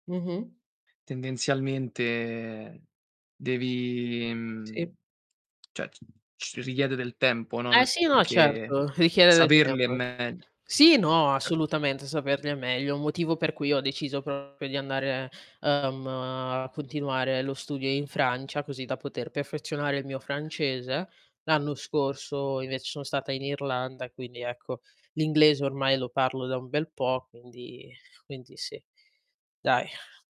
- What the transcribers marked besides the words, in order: tapping; "cioè" said as "ceh"; other background noise; distorted speech; sigh
- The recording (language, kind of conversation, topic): Italian, unstructured, Quali sogni vorresti realizzare in futuro?